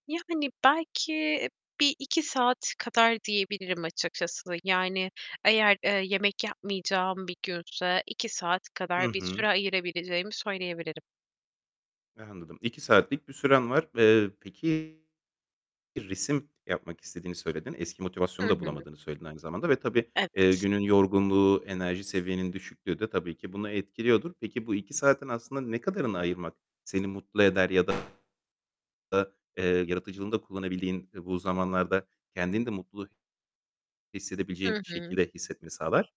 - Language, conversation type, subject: Turkish, advice, Zamanım yetmediği için yaratıcılığa vakit ayıramama sorununu nasıl aşabilirim?
- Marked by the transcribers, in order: other background noise; distorted speech; static